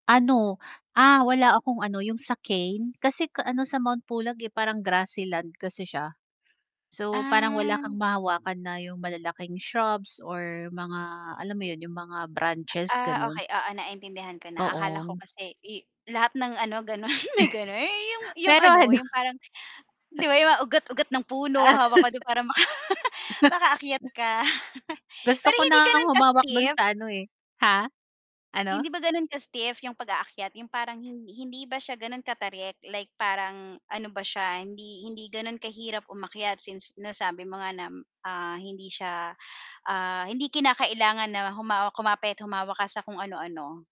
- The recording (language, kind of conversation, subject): Filipino, podcast, Ano ang pinakamasaya mong karanasan sa pag-akyat sa bundok?
- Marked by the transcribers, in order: in English: "shrubs"; static; chuckle; laughing while speaking: "may ganern"; laughing while speaking: "pero ano"; giggle; giggle; laugh; in English: "steep"; in English: "steep"